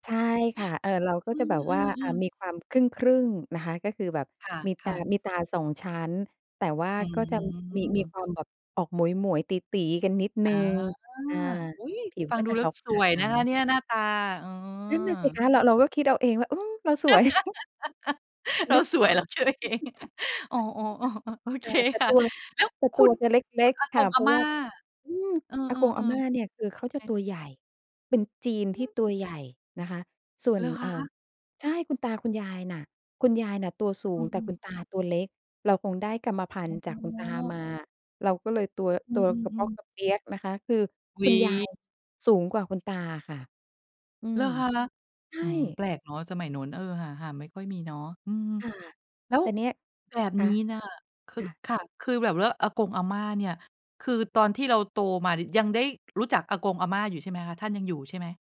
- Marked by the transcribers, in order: laugh; laughing while speaking: "เราสวยเราเชื่อเอง"; chuckle; laughing while speaking: "โอเค"
- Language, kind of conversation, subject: Thai, podcast, ช่วยเล่าที่มาและรากเหง้าของครอบครัวคุณให้ฟังหน่อยได้ไหม?